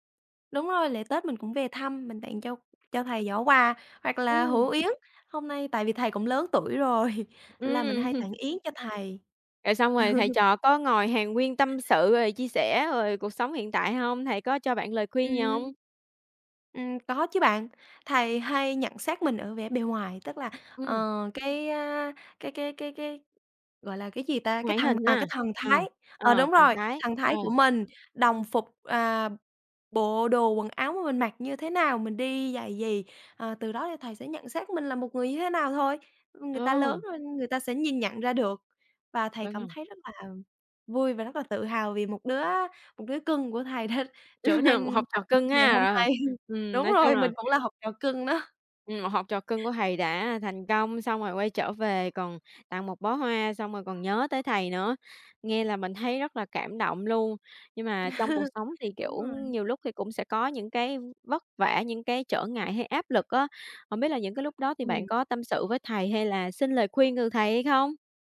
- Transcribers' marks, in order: tapping; other background noise; laughing while speaking: "rồi"; chuckle; laughing while speaking: "đã"; chuckle; laughing while speaking: "nay"; dog barking; chuckle
- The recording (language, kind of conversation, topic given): Vietnamese, podcast, Bạn có thể kể về một người đã làm thay đổi cuộc đời bạn không?